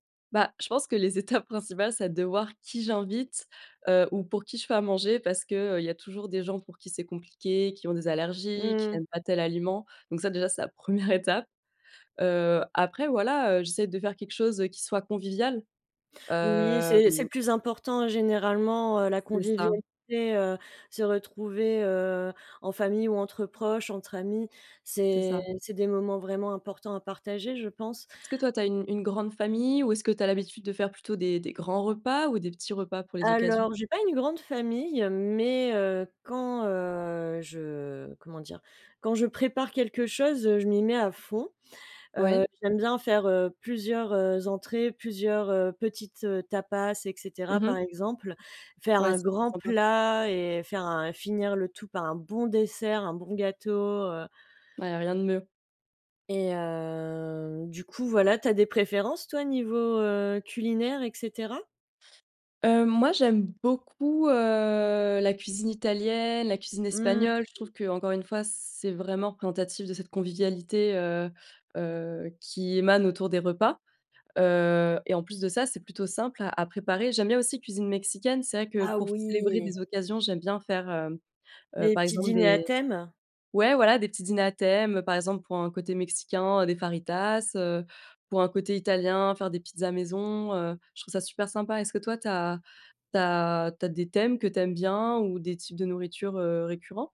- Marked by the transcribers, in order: drawn out: "heu"; drawn out: "heu"
- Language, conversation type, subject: French, unstructured, Comment prépares-tu un repas pour une occasion spéciale ?